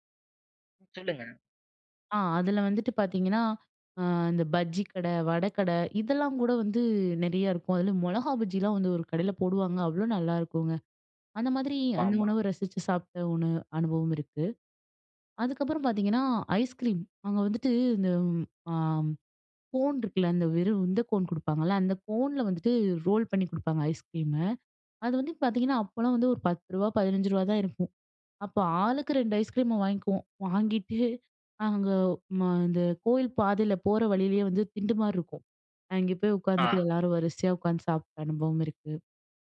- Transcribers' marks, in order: "ஆமா" said as "பாமா"; in English: "ரோல்"
- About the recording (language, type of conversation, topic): Tamil, podcast, உங்கள் ஊரில் உங்களால் மறக்க முடியாத உள்ளூர் உணவு அனுபவம் எது?